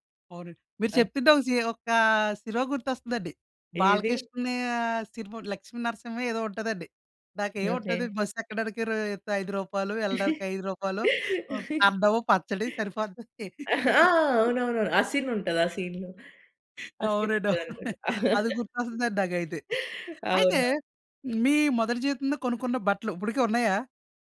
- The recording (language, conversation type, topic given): Telugu, podcast, మొదటి జీతాన్ని మీరు స్వయంగా ఎలా ఖర్చు పెట్టారు?
- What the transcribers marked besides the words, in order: other background noise; giggle; laughing while speaking: "అన్నం, పచ్చడి. సరిపోది"; giggle; laugh; in English: "సీన్‌లో"; laughing while speaking: "అవునండి, అవును. అది గుర్తొస్తుందండి నాకైతే"; chuckle